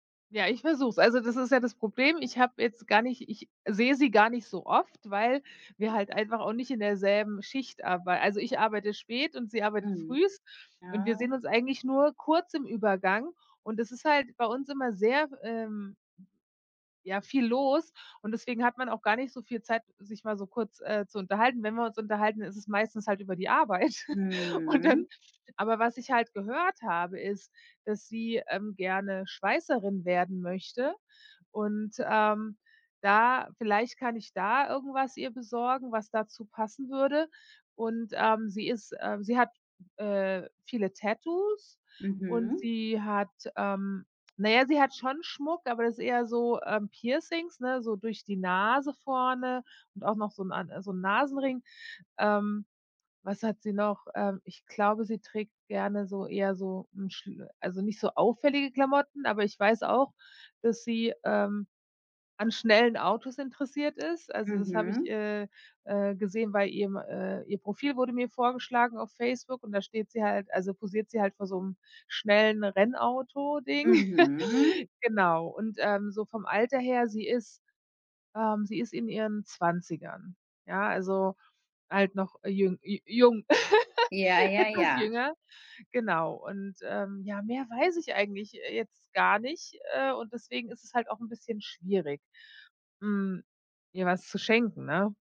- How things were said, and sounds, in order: other background noise; "früh" said as "frühst"; laugh; stressed: "Schweißerin"; drawn out: "Nase"; laugh; laugh; laughing while speaking: "etwas jünger"; anticipating: "mehr weiß ich eigentlich"
- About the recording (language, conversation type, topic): German, advice, Welche Geschenkideen gibt es, wenn mir für meine Freundin nichts einfällt?